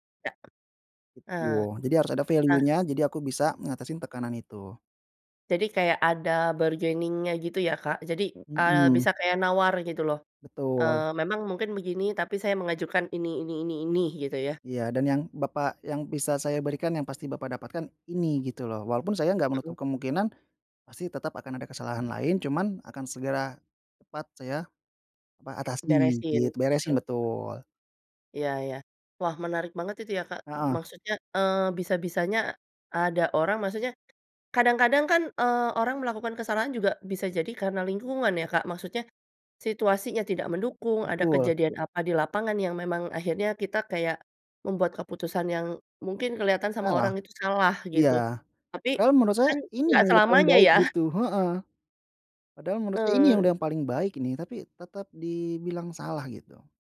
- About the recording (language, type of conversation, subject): Indonesian, podcast, Bagaimana kamu menghadapi tekanan sosial saat harus mengambil keputusan?
- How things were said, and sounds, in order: in English: "value-nya"; in English: "bargaining-nya"; other background noise